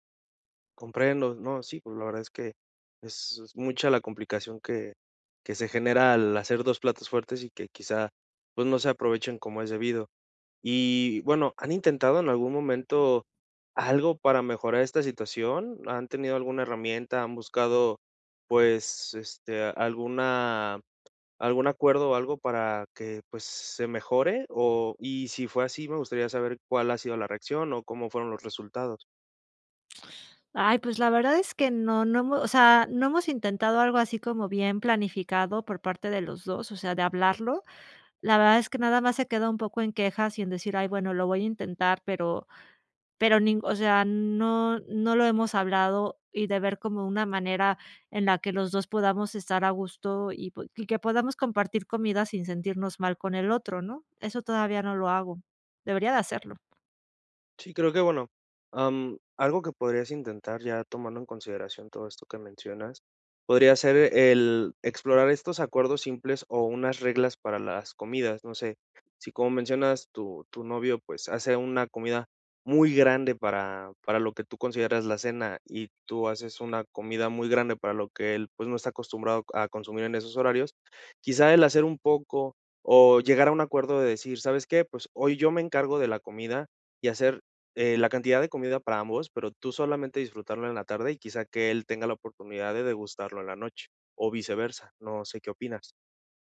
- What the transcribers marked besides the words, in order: tapping; alarm
- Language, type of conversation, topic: Spanish, advice, ¿Cómo podemos manejar las peleas en pareja por hábitos alimenticios distintos en casa?